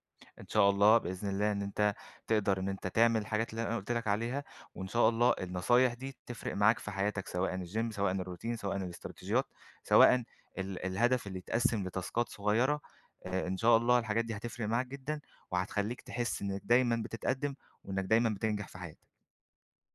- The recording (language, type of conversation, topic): Arabic, advice, إزاي أكمّل تقدّمي لما أحس إني واقف ومش بتقدّم؟
- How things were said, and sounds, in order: in English: "الgym"; in English: "الroutine"; in English: "لتاسكات"; tapping